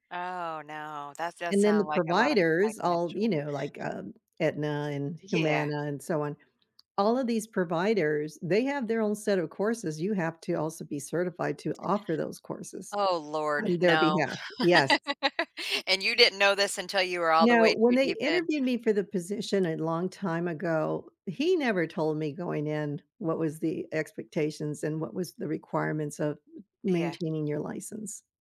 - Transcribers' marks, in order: background speech; laugh
- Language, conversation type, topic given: English, unstructured, How do you approach learning new skills or information?
- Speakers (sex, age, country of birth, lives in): female, 55-59, United States, United States; female, 70-74, United States, United States